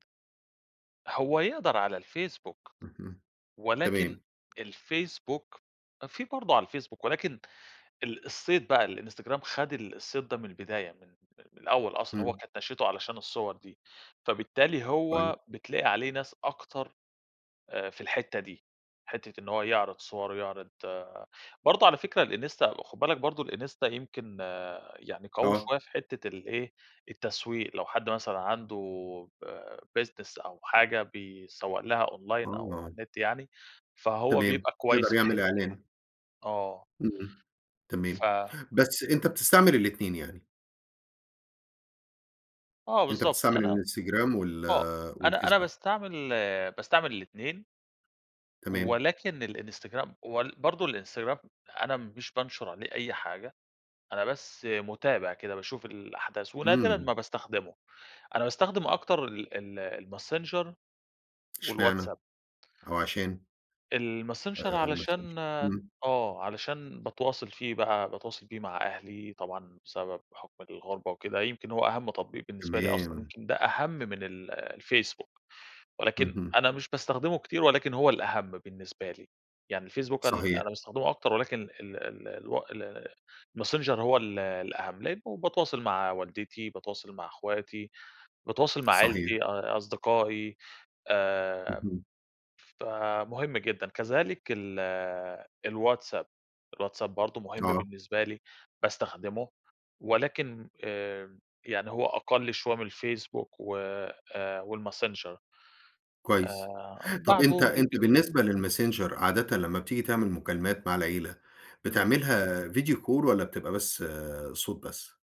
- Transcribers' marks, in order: tapping; in English: "business"; in English: "Video Call"
- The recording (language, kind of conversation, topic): Arabic, podcast, سؤال باللهجة المصرية عن أكتر تطبيق بيُستخدم يوميًا وسبب استخدامه